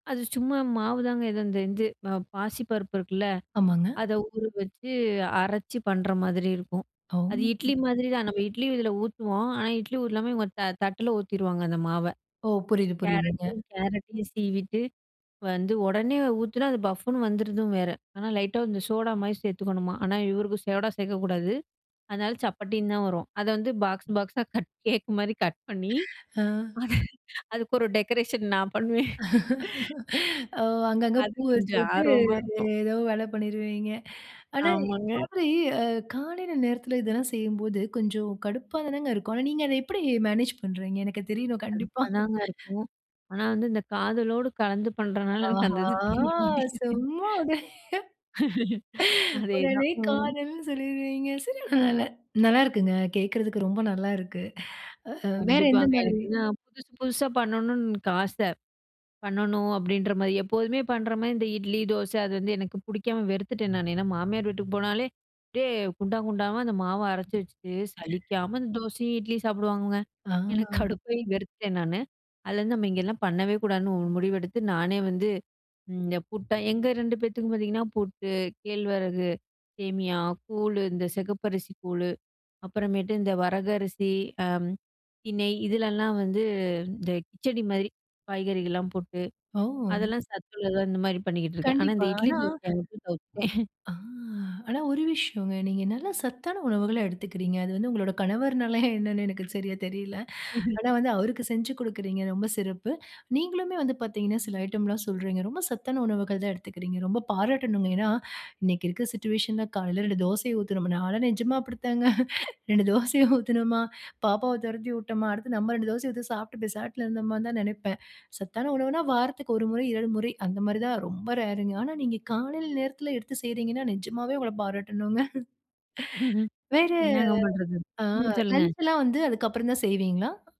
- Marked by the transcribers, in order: other noise; laughing while speaking: "அத வந்து பாக்ஸ் பாக்ஸா கட் … டெக்கரேஷன் நான் பண்ணுவேன்"; other background noise; in English: "டெக்கரேஷன்"; laughing while speaking: "ஓ! அங்கங்க பூ வச்சுவிட்டு, ஏதோ வேல பண்ணிருவீங்க"; laughing while speaking: "அது கொஞ்சம் ஆர்வமா இருக்கும்"; in English: "மேனேஜ்"; laughing while speaking: "எனக்கு தெரியணும் கண்டிப்பா"; laughing while speaking: "ஆஹா! சும்மா விடு. உடனே காதல்ன்னு சொல்லிடுவீங்க"; laughing while speaking: "தெரிய மாட்டேங்குது. அதேதான் ம்"; chuckle; chuckle; chuckle; laugh; in English: "சிட்யூவேஷன்"; laughing while speaking: "நாலாம் நிஜமா அப்படி தாங்க. ரெண்டு … இருந்தோமானு தான் நெனைப்பேன்"; in English: "ரேருங்க"; laugh; chuckle
- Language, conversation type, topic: Tamil, podcast, உங்கள் காலை வழக்கத்தைப் பற்றி சொல்ல முடியுமா?